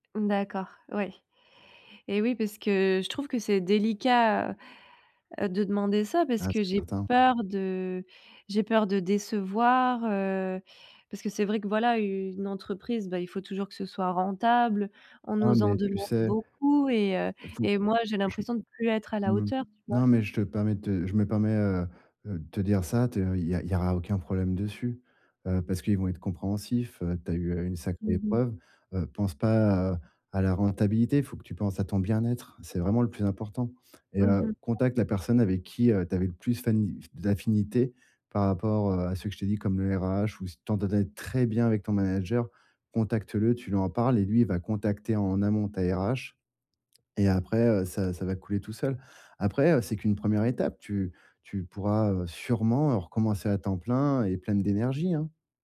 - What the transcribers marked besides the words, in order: other background noise; stressed: "très"
- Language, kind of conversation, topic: French, advice, Pourquoi hésites-tu à demander un aménagement de poste ?